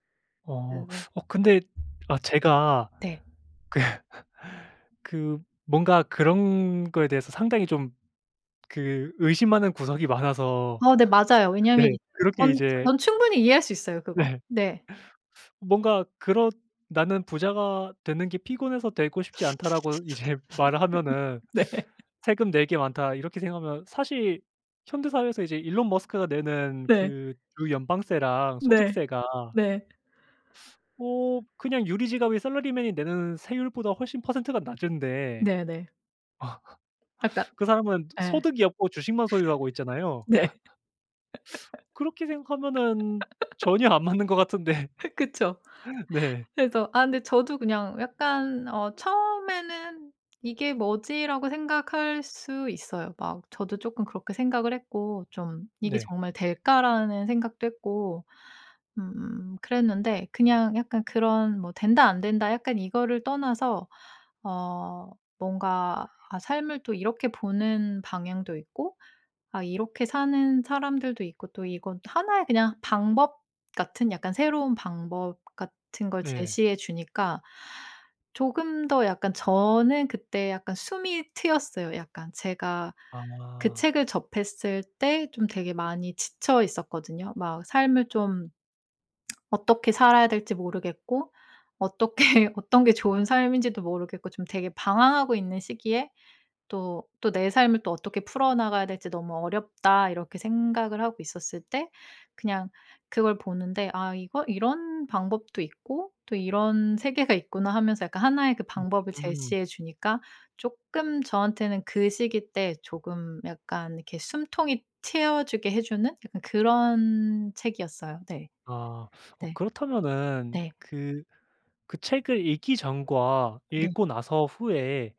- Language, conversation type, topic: Korean, podcast, 삶을 바꿔 놓은 책이나 영화가 있나요?
- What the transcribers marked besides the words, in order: tapping; laughing while speaking: "그"; laugh; laughing while speaking: "네"; other background noise; laugh; laughing while speaking: "이제"; laughing while speaking: "네"; laugh; laugh; laughing while speaking: "네"; laugh; teeth sucking; laugh; laughing while speaking: "그쵸. 그래서"; laugh; lip smack; laughing while speaking: "어떻게"